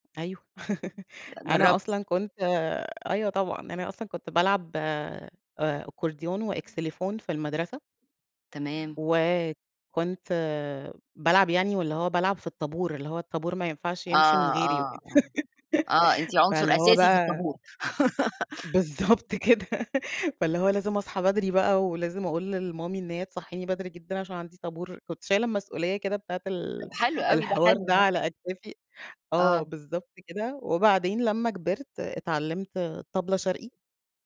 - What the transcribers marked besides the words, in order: giggle; giggle; laughing while speaking: "بالضبط كده"; giggle; in English: "لMommy"
- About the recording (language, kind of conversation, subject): Arabic, podcast, إزاي اكتشفت نوع الموسيقى اللي بتحبّه؟